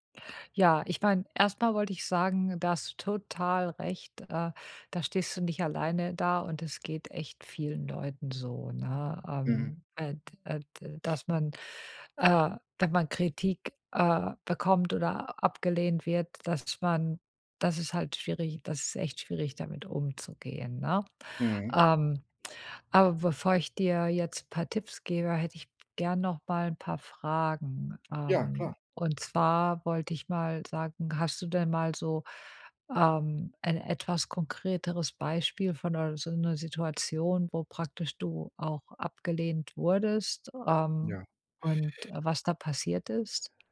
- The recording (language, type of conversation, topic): German, advice, Wie kann ich konstruktiv mit Ablehnung und Zurückweisung umgehen?
- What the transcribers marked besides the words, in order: none